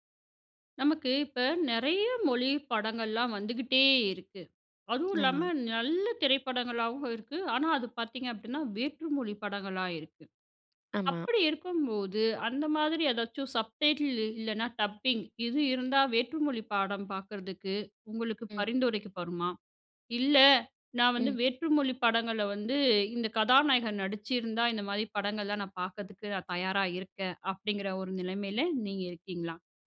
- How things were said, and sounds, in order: none
- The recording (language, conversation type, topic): Tamil, podcast, சப்டைட்டில்கள் அல்லது டப்பிங் காரணமாக நீங்கள் வேறு மொழிப் படங்களை கண்டுபிடித்து ரசித்திருந்தீர்களா?